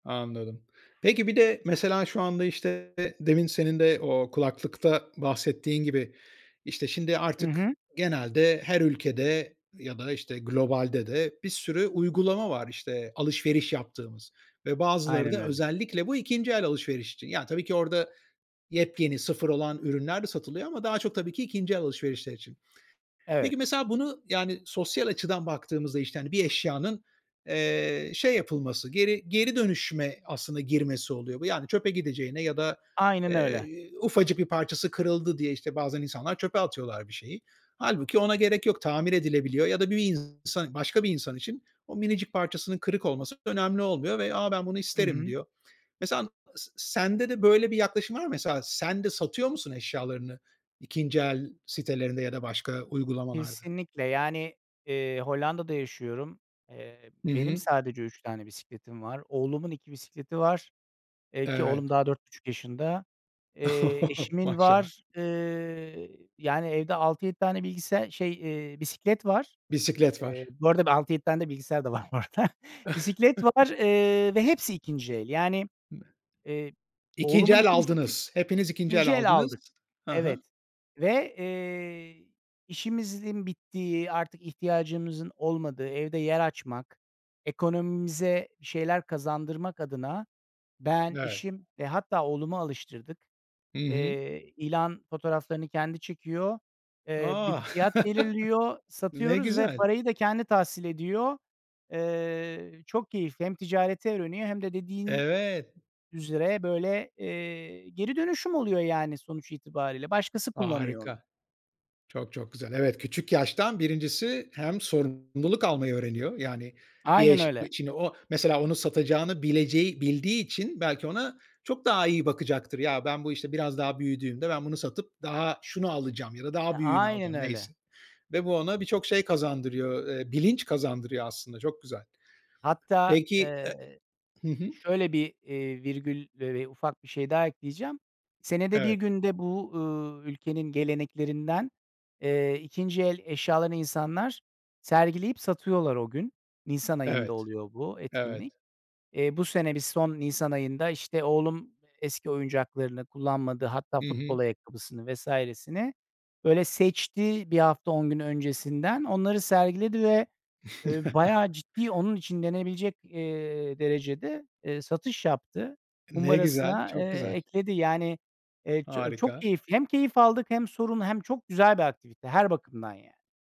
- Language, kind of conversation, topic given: Turkish, podcast, Vintage mi yoksa ikinci el alışveriş mi tercih edersin, neden?
- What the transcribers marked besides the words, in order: chuckle; chuckle; laugh; chuckle